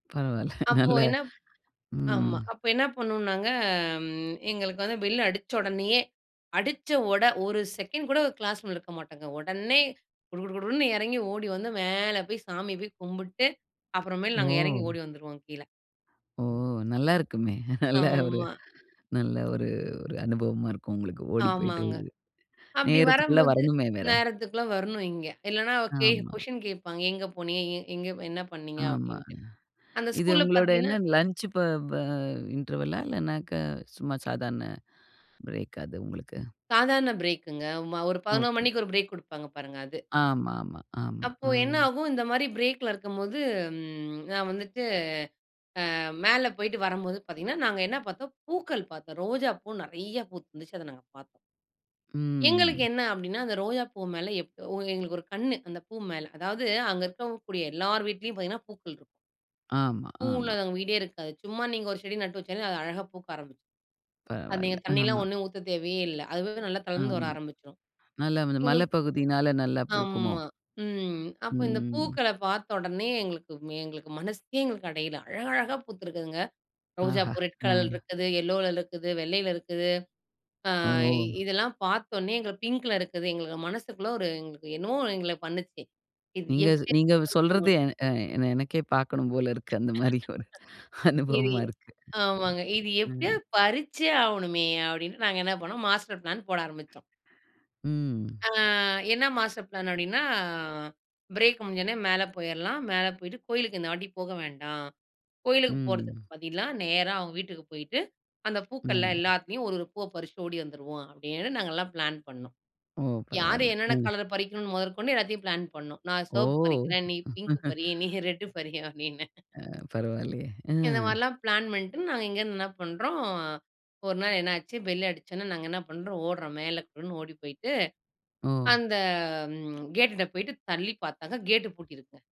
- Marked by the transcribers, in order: laugh; in English: "பெல்"; in English: "செகண்ட்"; in English: "க்ளாஸ்"; laughing while speaking: "நல்ல ஒரு"; in English: "கொஸ்ஷின்"; in English: "லஞ்ச்"; in English: "இண்டர்வல்லா"; in English: "ப்ரேக்கா"; in English: "ப்ரேக்குங்க"; in English: "ப்ரெக்"; in English: "ப்ரேக்ல"; in English: "ரெட்"; in English: "எல்லோல"; in English: "பிங்க்"; unintelligible speech; laughing while speaking: "பார்க்கணும் போல இருக்கு"; laugh; other background noise; in English: "மாஸ்டர் ப்ளான்"; in English: "மாஸ்டர் ப்ளான்"; in English: "ப்ரேக்"; drawn out: "ஓ!"; laugh; laughing while speaking: "நீ பிங்க் பறி, நீ ரெட் பறி அப்படின்னு"; in English: "பிங்க்"; in English: "ரெட்"; in English: "பெல்"
- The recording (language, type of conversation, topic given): Tamil, podcast, உங்கள் பள்ளிக்காலத்தில் இன்னும் இனிமையாக நினைவில் நிற்கும் சம்பவம் எது என்று சொல்ல முடியுமா?